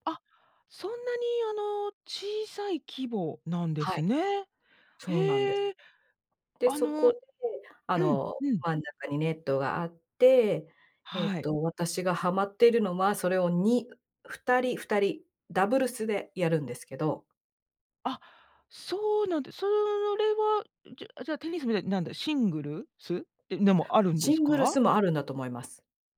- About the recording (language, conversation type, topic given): Japanese, podcast, 最近ハマっている遊びや、夢中になっている創作活動は何ですか？
- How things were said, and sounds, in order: none